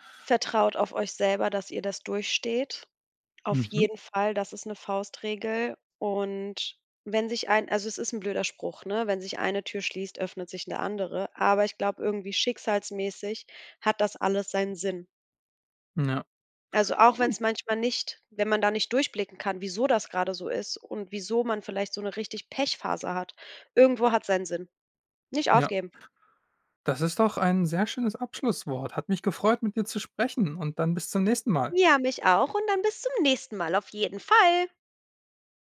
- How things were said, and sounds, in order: other background noise; joyful: "Ja, mich auch und dann bis zum nächsten Mal auf jeden Fall"
- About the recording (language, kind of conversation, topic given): German, podcast, Was hilft dir, nach einem Fehltritt wieder klarzukommen?